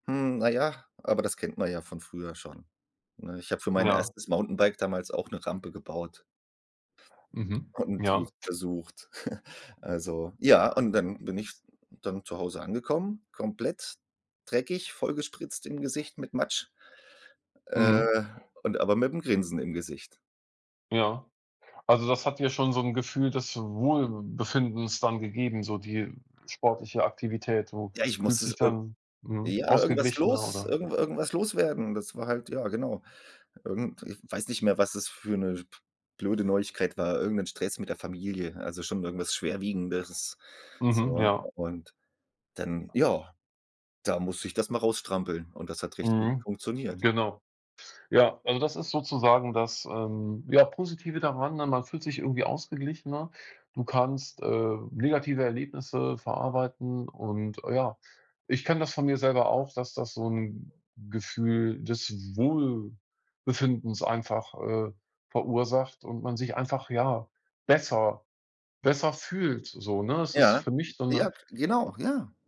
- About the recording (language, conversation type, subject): German, unstructured, Wie hat Sport dein Leben verändert?
- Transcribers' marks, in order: tapping; other background noise; chuckle